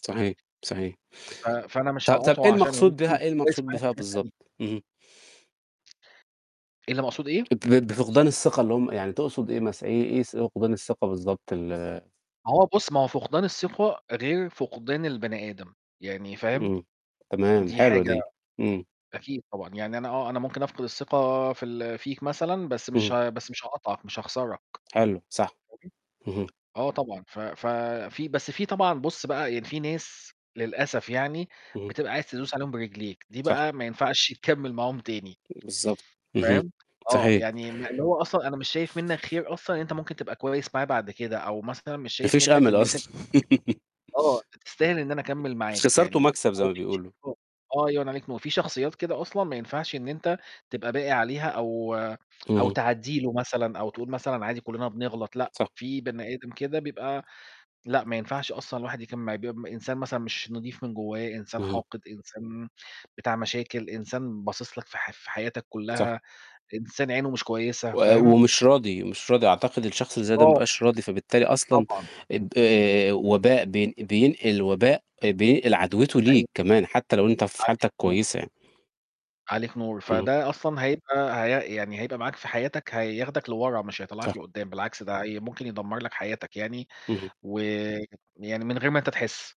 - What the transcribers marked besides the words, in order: unintelligible speech; distorted speech; other background noise; tapping; unintelligible speech; laugh; unintelligible speech
- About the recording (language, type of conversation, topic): Arabic, unstructured, هل ممكن العلاقة تكمل بعد ما الثقة تضيع؟